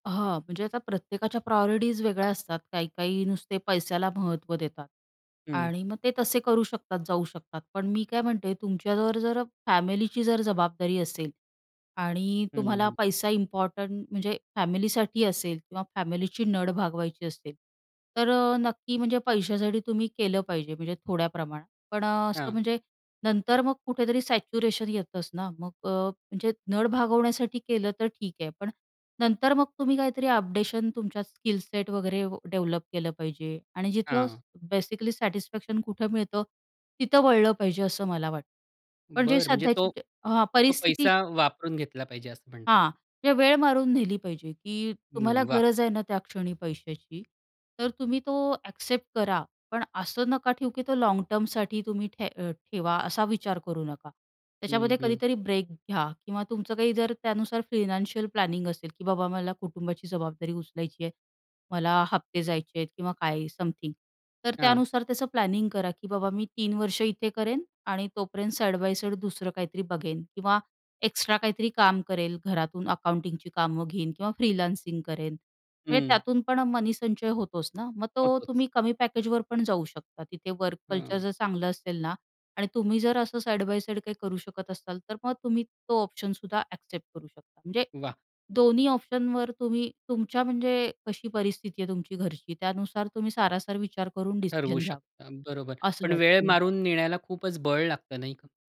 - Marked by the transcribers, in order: in English: "प्रायॉरिटीज"; in English: "सॅच्युरेशन"; in English: "बेसिकली"; in English: "फायनान्शियल प्लॅनिंग"; in English: "समथिंग"; in English: "प्लॅनिंग"; in English: "अकाउंटिंगची"; in English: "फ्रीलान्सिंग"; in English: "पॅकेजवर"
- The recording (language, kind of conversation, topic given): Marathi, podcast, आवडीचं काम की जास्त पगाराचं काम—निर्णय कसा घ्याल?